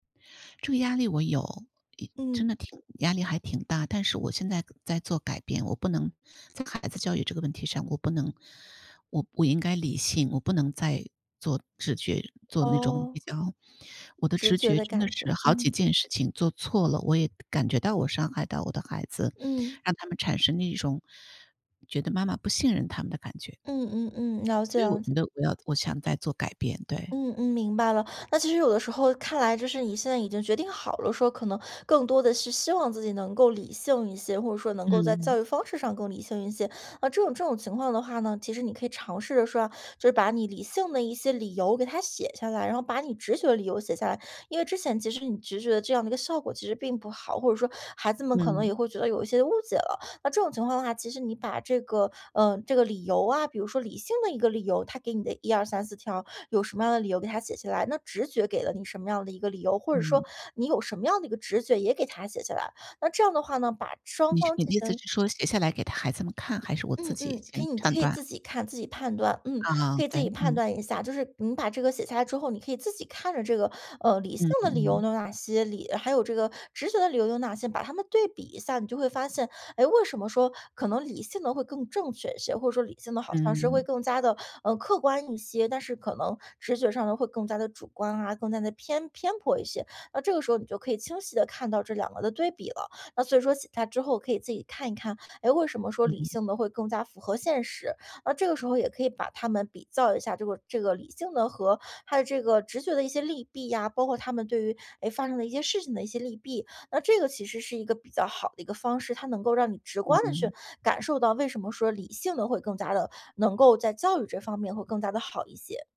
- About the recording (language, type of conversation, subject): Chinese, advice, 我如何在做重大决定时平衡理性与直觉？
- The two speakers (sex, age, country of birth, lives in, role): female, 30-34, China, Ireland, advisor; female, 55-59, China, United States, user
- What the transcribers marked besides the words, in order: other background noise